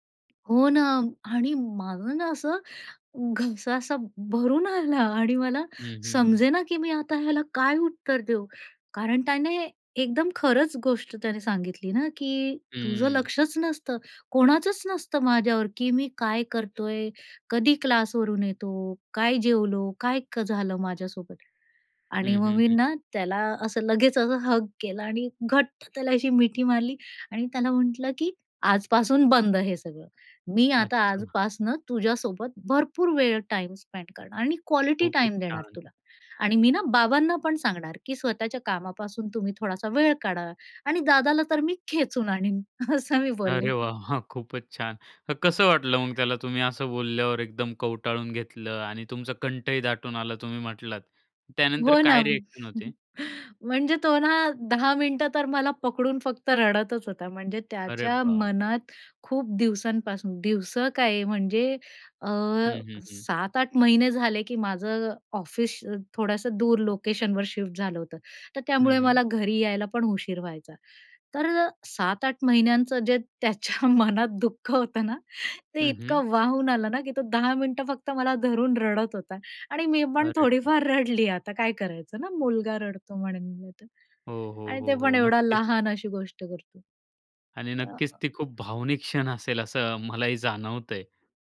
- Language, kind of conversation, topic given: Marathi, podcast, तुमच्या घरात किस्से आणि गप्पा साधारणपणे केव्हा रंगतात?
- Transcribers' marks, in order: tapping; sad: "घसा असा भरून आला आणि … काय उत्तर देऊ?"; in English: "हग"; other background noise; in English: "स्पेंड"; laughing while speaking: "असं मी बोलले"; laughing while speaking: "वाह!"; laughing while speaking: "हो ना"; in English: "रिएक्शन"; in English: "लोकेशनवर"; laughing while speaking: "त्याच्या मनात दुःख होतं ना"; laughing while speaking: "थोडीफार रडली"